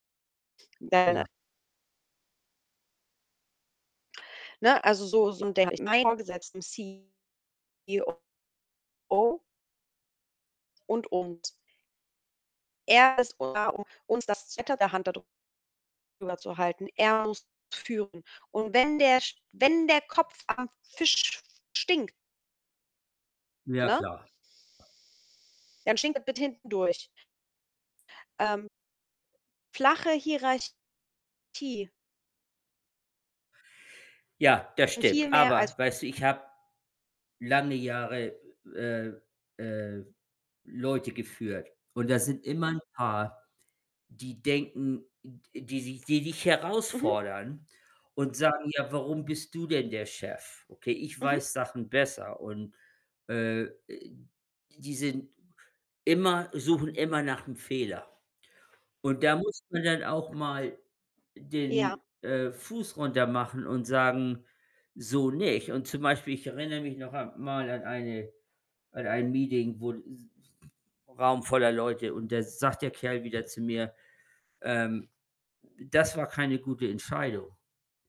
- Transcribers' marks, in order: other background noise; unintelligible speech; distorted speech; unintelligible speech; in English: "Meeting"; static
- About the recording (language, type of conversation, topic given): German, unstructured, Was motiviert dich bei der Arbeit am meisten?